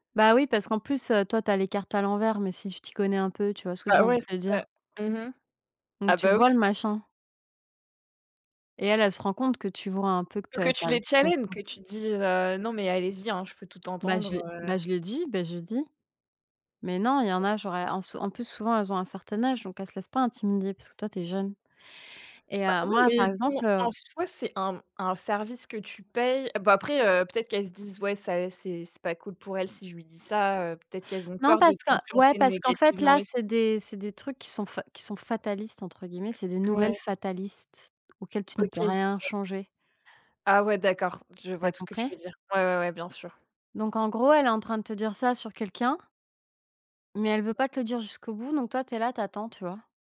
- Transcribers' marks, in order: other background noise; unintelligible speech; unintelligible speech
- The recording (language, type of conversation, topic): French, unstructured, Comment réagiriez-vous si vous découvriez que votre avenir est déjà écrit ?